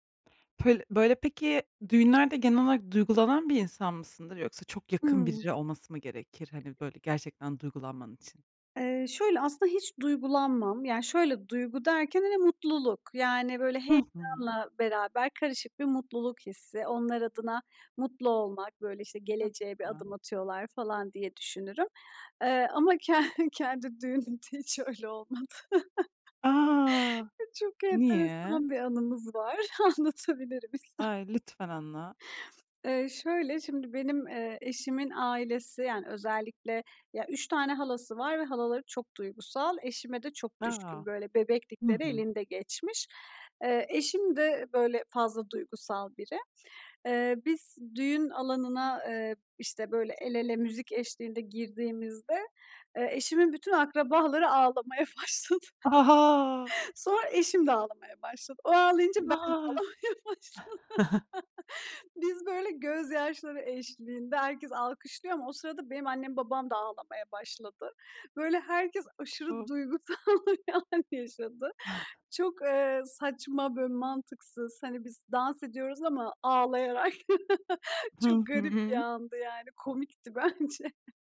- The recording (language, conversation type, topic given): Turkish, podcast, Bir düğün ya da kutlamada herkesin birlikteymiş gibi hissettiği o anı tarif eder misin?
- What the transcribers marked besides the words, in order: tapping; other background noise; laughing while speaking: "ke kendi düğünümde hiç öyle … var, anlatabilirim istersen"; chuckle; chuckle; laughing while speaking: "ağlamaya başladı"; surprised: "Aha ha"; chuckle; chuckle; laughing while speaking: "ağlamaya başladım"; chuckle; laughing while speaking: "duygusal bir an yaşadı"; other noise; chuckle; laughing while speaking: "bence"; chuckle